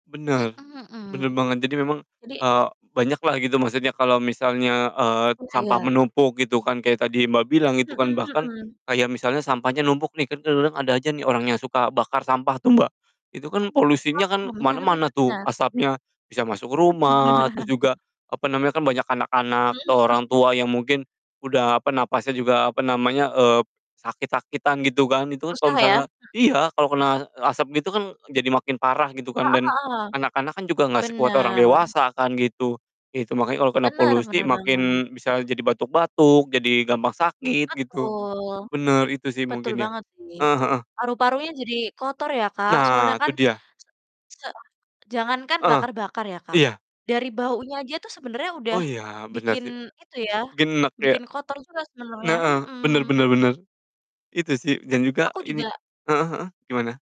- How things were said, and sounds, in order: distorted speech; other background noise; laughing while speaking: "iya"; "Heeh" said as "neeh"; tapping
- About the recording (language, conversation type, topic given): Indonesian, unstructured, Apa pendapatmu tentang orang yang suka membuang sampah sembarangan?